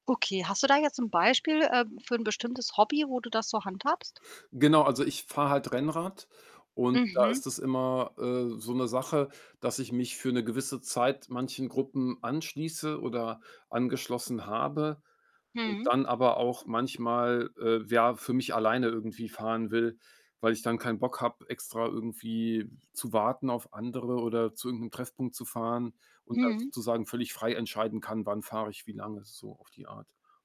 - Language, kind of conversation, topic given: German, podcast, Wie wichtig sind dir Gemeinschaft und Austausch beim Wiedereinstieg in dein Hobby?
- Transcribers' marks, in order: static; other background noise; distorted speech